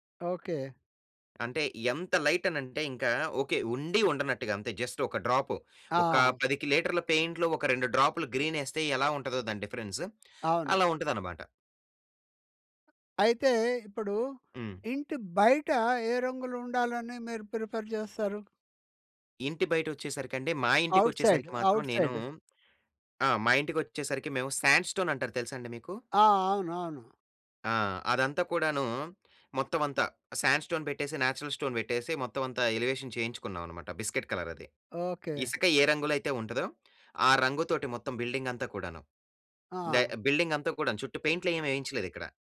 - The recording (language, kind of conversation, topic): Telugu, podcast, రంగులు మీ వ్యక్తిత్వాన్ని ఎలా వెల్లడిస్తాయనుకుంటారు?
- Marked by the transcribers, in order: in English: "జస్ట్"; in English: "పెయింట్‌లో"; in English: "డిఫరెన్స్"; other background noise; in English: "ప్రిఫర్"; in English: "అవుట్ సైడ్. అవుట్ సైడ్"; in English: "శాండ్"; in English: "శాండ్ స్టోన్"; in English: "న్యాచురల్ స్టోన్"; in English: "ఎలివేషన్"; in English: "బిస్కెట్"